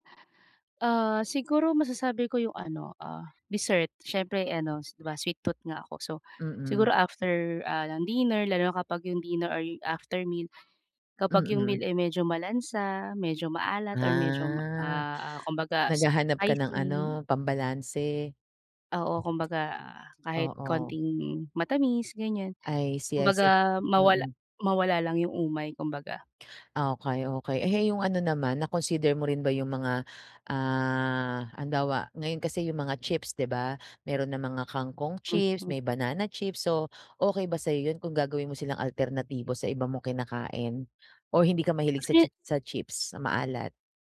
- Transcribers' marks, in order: other background noise; in English: "sweet tooth"; tapping
- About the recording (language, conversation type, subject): Filipino, advice, Paano ko mapapanatili ang balanse sa kasiyahan at kalusugan sa pagkain?
- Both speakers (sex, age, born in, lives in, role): female, 35-39, Philippines, Philippines, user; female, 40-44, Philippines, Philippines, advisor